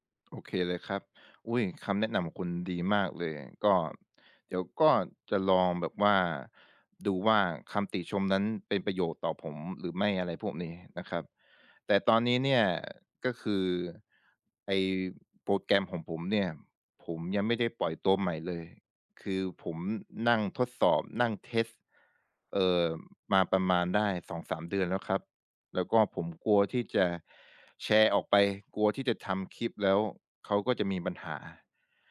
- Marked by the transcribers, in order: other background noise; tapping
- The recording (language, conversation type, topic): Thai, advice, ฉันกลัวคำวิจารณ์จนไม่กล้าแชร์ผลงานทดลอง ควรทำอย่างไรดี?